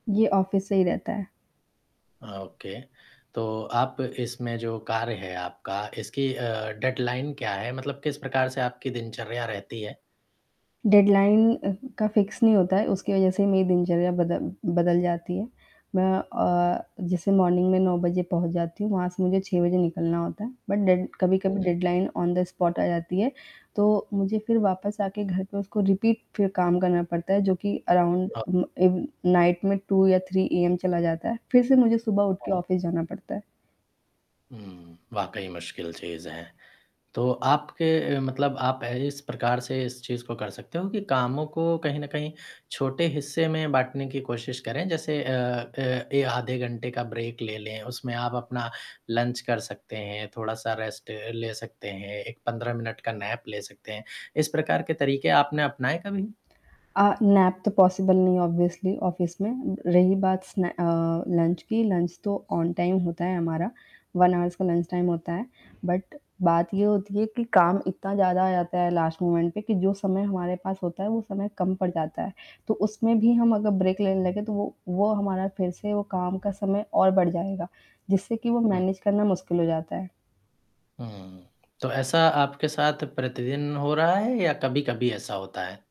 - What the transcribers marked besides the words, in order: static; in English: "ऑफिस"; in English: "ओके"; in English: "डेडलाइन"; in English: "डेडलाइन"; in English: "फिक्स"; in English: "मॉर्निंग"; in English: "बट डेड"; in English: "डेडलाइन ऑन द स्पॉट"; in English: "रिपीट"; in English: "अराउंड नाइट"; unintelligible speech; in English: "टू या थ्री ए एम"; in English: "ऑफिस"; distorted speech; in English: "ब्रेक"; in English: "लंच"; in English: "रेस्ट"; in English: "नैप"; in English: "नैप"; in English: "पॉसिबल"; in English: "ऑब्वियस्ली ऑफिस"; in English: "लंच"; in English: "लंच"; in English: "ऑन टाइम"; in English: "वन हॉर्स"; in English: "लंच टाइम"; in English: "बट"; in English: "लास्ट मोमेंट"; in English: "ब्रेक"; in English: "मैनेज"
- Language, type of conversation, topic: Hindi, advice, काम के दबाव में आप कब और कैसे अभिभूत व असहाय महसूस करते हैं?
- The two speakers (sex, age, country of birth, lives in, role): female, 25-29, India, India, user; male, 25-29, India, India, advisor